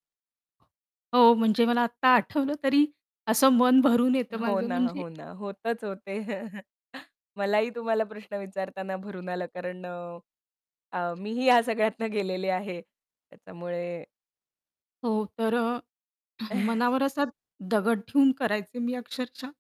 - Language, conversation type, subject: Marathi, podcast, तुम्ही काम आणि वैयक्तिक आयुष्याचा समतोल कसा साधता?
- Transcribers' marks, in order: other background noise; sad: "मला आत्ता आठवलं तरी असं मन भरून येतं माझं म्हणजे"; tapping; chuckle; sad: "हं, मनावर असा दगड ठेऊन करायचे मी अक्षरशः"; chuckle